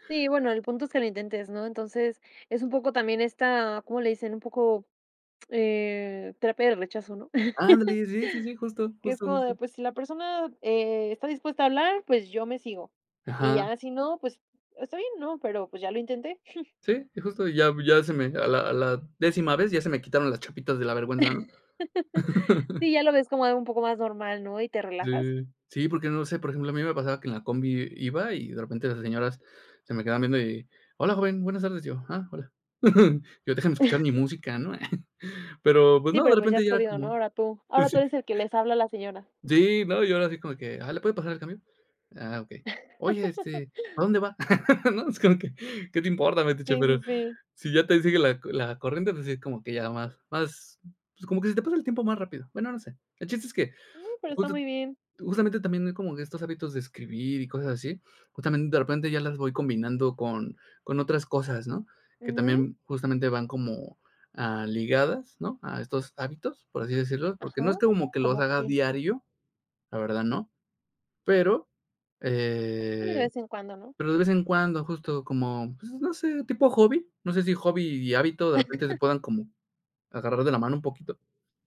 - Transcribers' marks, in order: laugh; chuckle; laugh; chuckle; chuckle; exhale; chuckle; laugh; laugh; laughing while speaking: "¿qué te importa, metiche?, pero"; chuckle
- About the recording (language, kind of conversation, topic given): Spanish, podcast, ¿Qué hábitos te ayudan a mantener la creatividad día a día?